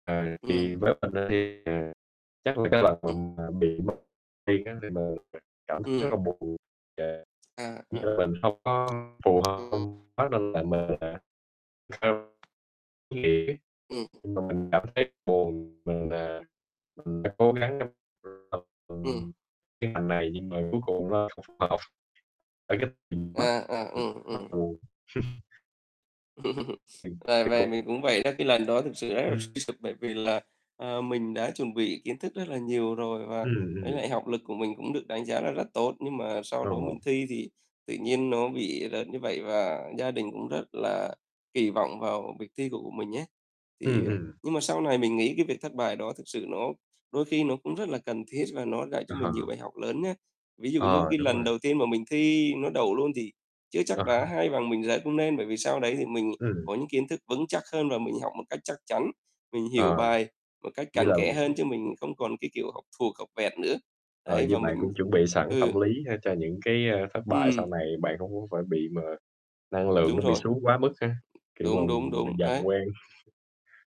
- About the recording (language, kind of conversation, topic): Vietnamese, unstructured, Bạn làm thế nào để vượt qua những lúc cảm thấy thất bại?
- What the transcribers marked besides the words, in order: distorted speech; tapping; unintelligible speech; unintelligible speech; other background noise; unintelligible speech; unintelligible speech; chuckle; laughing while speaking: "Ờ"